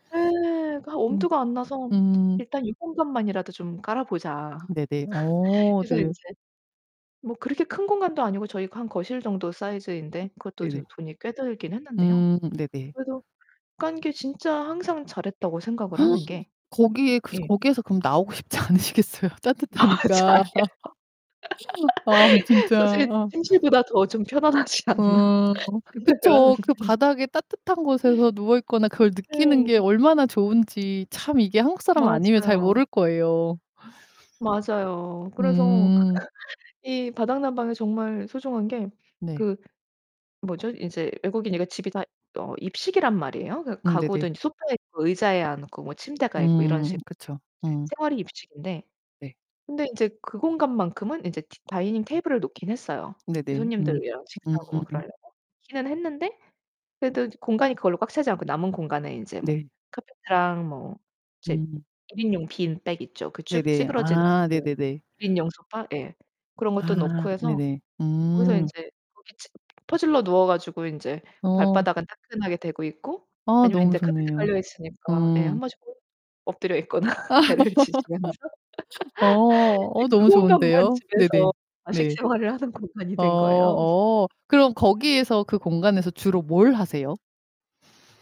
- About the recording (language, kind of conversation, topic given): Korean, podcast, 집에서 가장 편안함을 느끼는 공간은 어디인가요?
- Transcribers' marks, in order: tapping; laugh; other background noise; gasp; laughing while speaking: "싶지 않으시겠어요, 따뜻하니까"; laughing while speaking: "맞아요. 사실"; laugh; laughing while speaking: "편안하지 않나.' 생각을 하는데"; distorted speech; laugh; laughing while speaking: "있거나 배를 지지면서 이제 그 … 공간이 된 거예요"; laugh